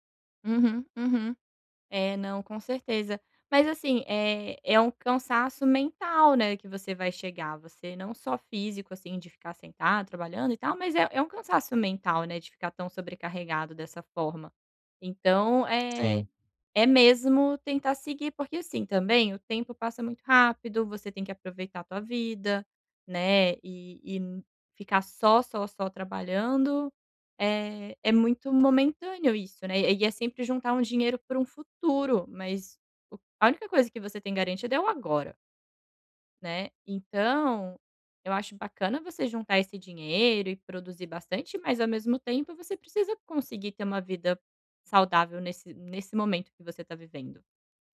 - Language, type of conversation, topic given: Portuguese, advice, Como posso organizar melhor meu dia quando me sinto sobrecarregado com compromissos diários?
- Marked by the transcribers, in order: none